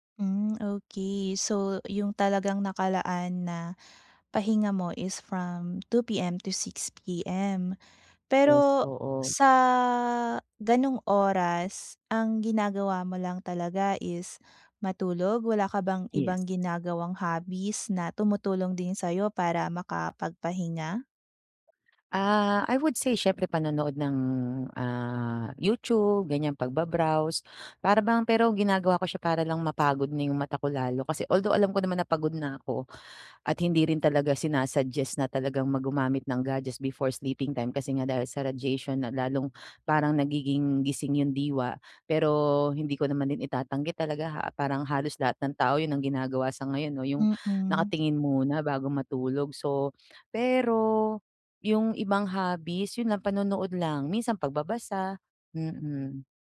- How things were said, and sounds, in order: none
- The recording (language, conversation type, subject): Filipino, advice, Paano ako makakapagpahinga sa bahay kahit maraming distraksyon?